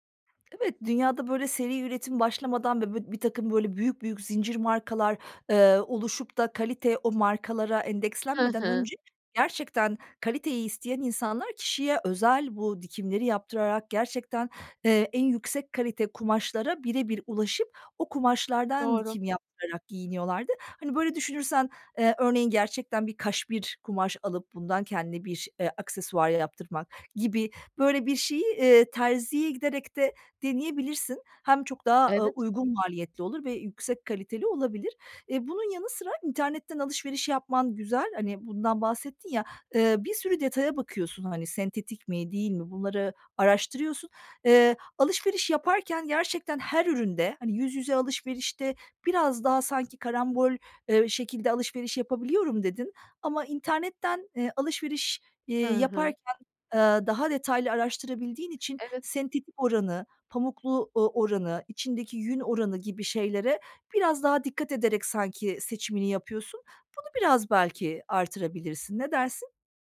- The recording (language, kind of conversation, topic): Turkish, advice, Kaliteli ama uygun fiyatlı ürünleri nasıl bulabilirim; nereden ve nelere bakmalıyım?
- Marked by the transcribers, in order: other background noise